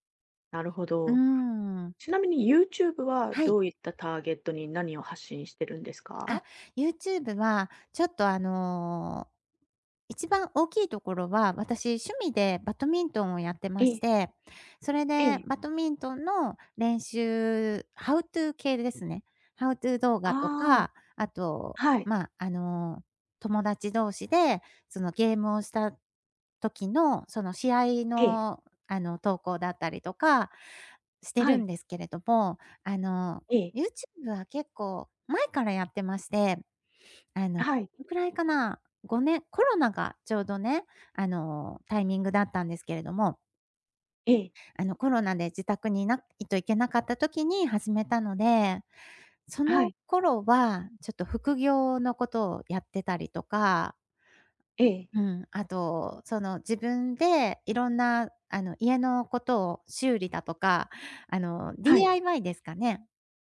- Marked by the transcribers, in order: other background noise; "バドミントン" said as "ばとみんとん"; "バドミントン" said as "ばとみんとん"; in English: "ハウトゥー"; in English: "ハウトゥー"
- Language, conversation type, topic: Japanese, advice, 期待した売上が出ず、自分の能力に自信が持てません。どうすればいいですか？